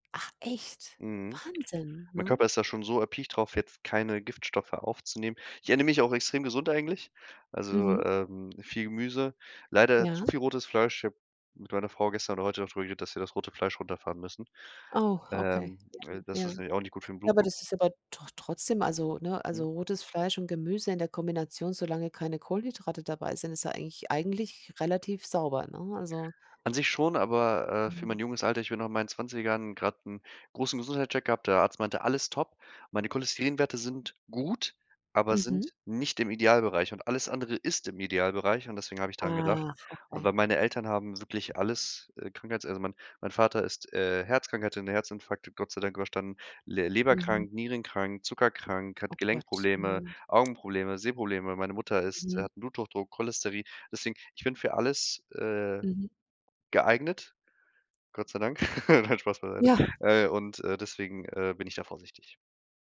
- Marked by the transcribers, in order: surprised: "echt?"; stressed: "echt?"; stressed: "gut"; stressed: "ist"; laugh
- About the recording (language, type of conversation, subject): German, podcast, Was hat dir am meisten geholfen, besser zu schlafen?